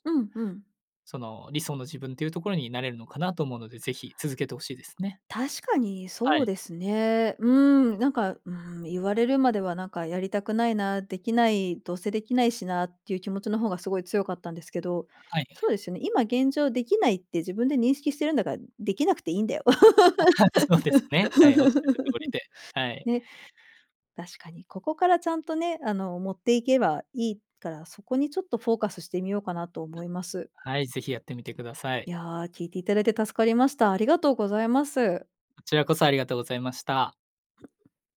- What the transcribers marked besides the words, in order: laughing while speaking: "あ、そうですね"; laugh; other background noise; tapping
- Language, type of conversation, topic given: Japanese, advice, 長いブランクのあとで運動を再開するのが怖かったり不安だったりするのはなぜですか？